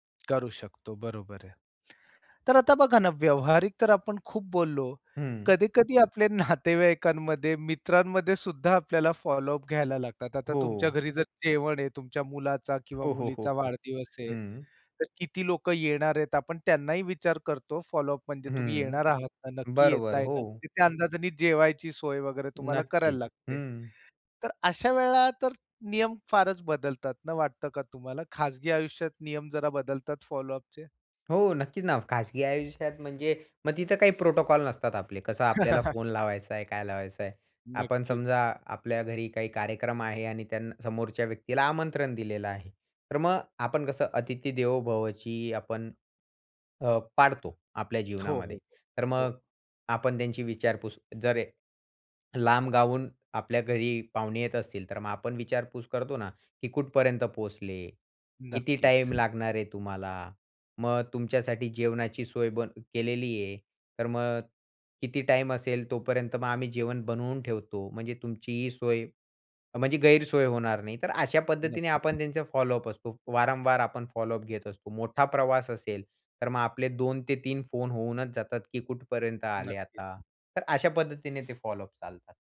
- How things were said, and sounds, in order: other noise; tapping; laughing while speaking: "नातेवाईकांमध्ये"; other background noise; in English: "प्रोटोकॉल"; chuckle; "गावाहून" said as "गावून"
- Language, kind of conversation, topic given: Marathi, podcast, लक्षात राहील असा पाठपुरावा कसा करावा?